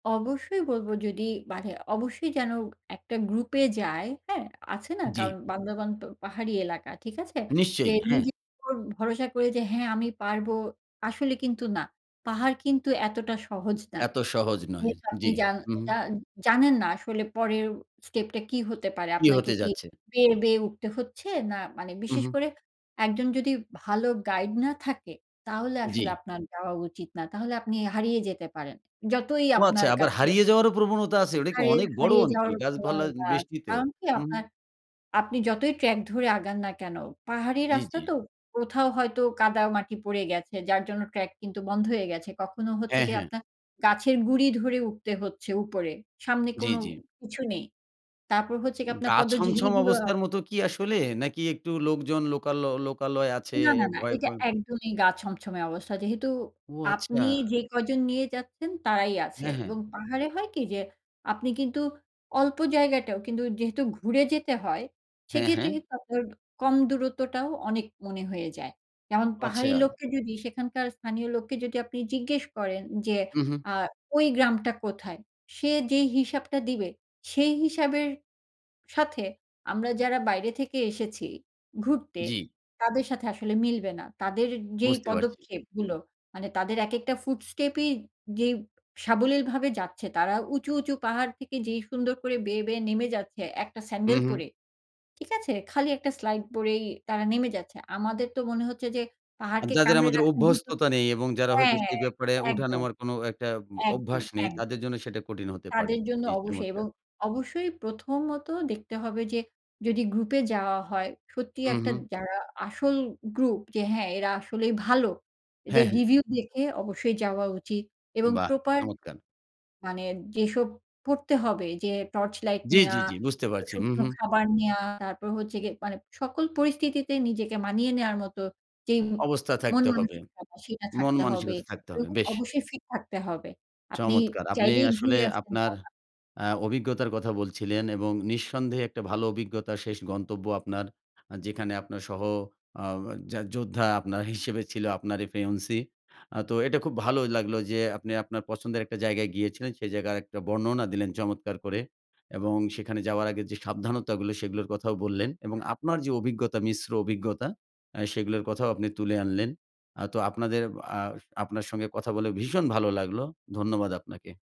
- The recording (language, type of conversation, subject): Bengali, podcast, বলে পারবেন, কোন গন্তব্য আপনার জীবনে সবচেয়ে গভীর ছাপ ফেলেছে?
- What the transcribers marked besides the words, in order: other background noise; other noise; joyful: "ও আচ্ছা, আবার হারিয়ে যাওয়ারও প্রবণতা আছে। ওটা কি অনেক বড় অঞ্চল?"; unintelligible speech; tapping; unintelligible speech